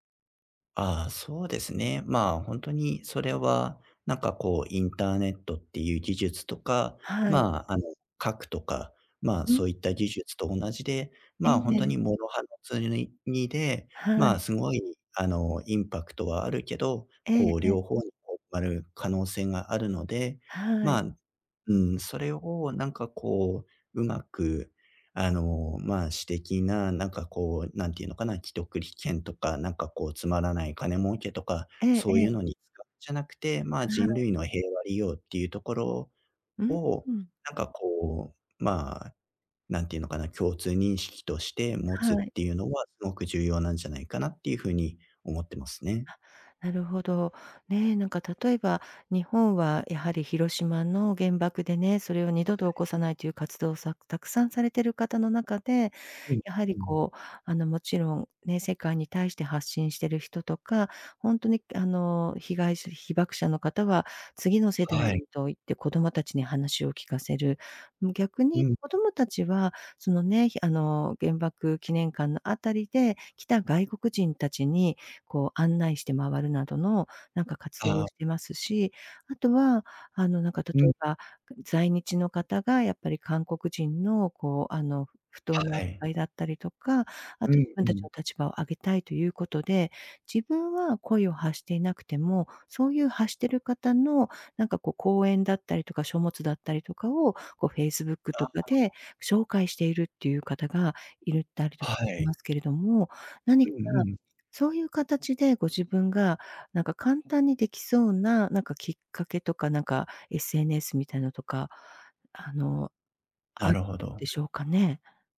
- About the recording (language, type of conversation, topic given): Japanese, advice, 社会貢献や意味のある活動を始めるには、何から取り組めばよいですか？
- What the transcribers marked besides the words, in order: laughing while speaking: "既得利権とか"; unintelligible speech; other background noise